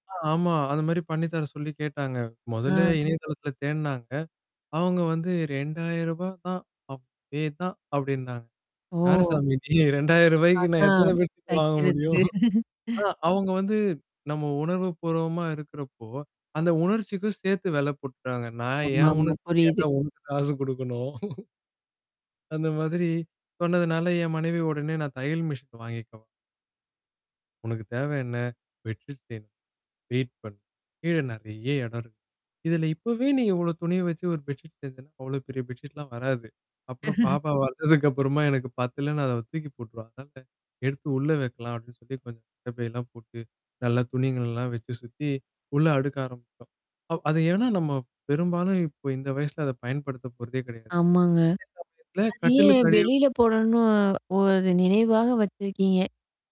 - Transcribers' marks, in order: static; tapping; distorted speech; laughing while speaking: "வாங்க முடியும்?"; chuckle; chuckle; in English: "வெயிட்"; chuckle; unintelligible speech; other background noise; "போடணும்னு" said as "போடணு"
- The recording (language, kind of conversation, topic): Tamil, podcast, வீட்டில் உள்ள இடம் பெரிதாகத் தோன்றச் செய்ய என்னென்ன எளிய உபாயங்கள் செய்யலாம்?